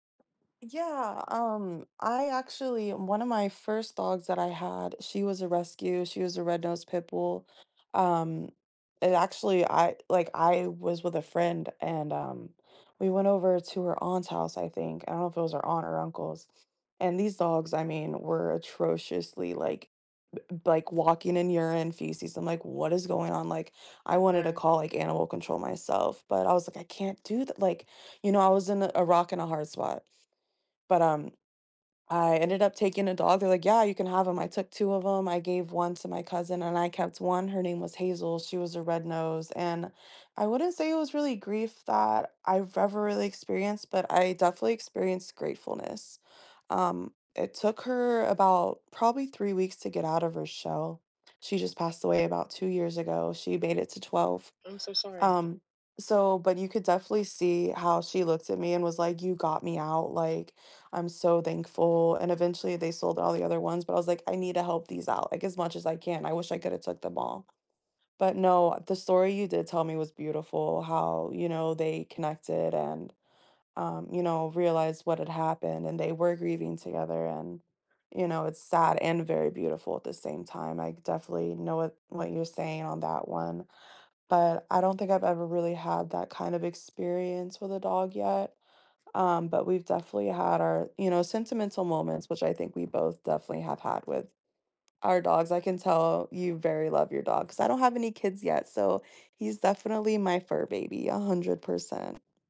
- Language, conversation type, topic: English, unstructured, How do animals communicate without words?
- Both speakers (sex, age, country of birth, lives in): female, 30-34, United States, United States; female, 50-54, United States, United States
- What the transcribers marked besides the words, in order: none